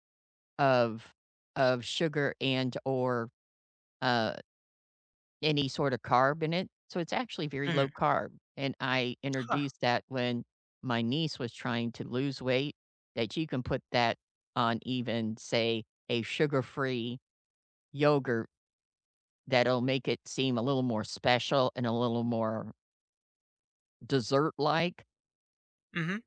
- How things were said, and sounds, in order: tapping
- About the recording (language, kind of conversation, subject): English, unstructured, How can you persuade someone to cut back on sugar?